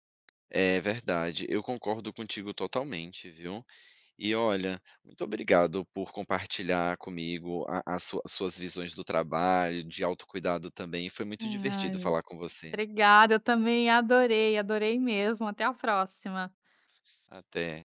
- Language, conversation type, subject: Portuguese, podcast, Como você equilibra trabalho e autocuidado?
- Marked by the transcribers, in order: other noise